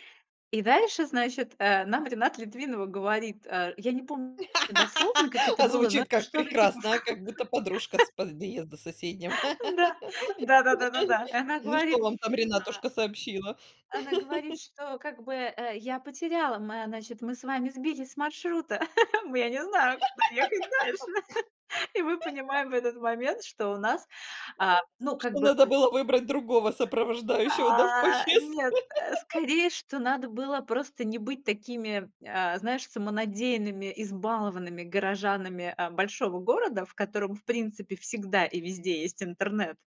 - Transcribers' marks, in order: laugh; laughing while speaking: "в конце"; chuckle; laugh; laugh; laugh; chuckle; laugh
- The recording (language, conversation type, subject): Russian, podcast, Расскажи о случае, когда ты по-настоящему потерялся(лась) в поездке?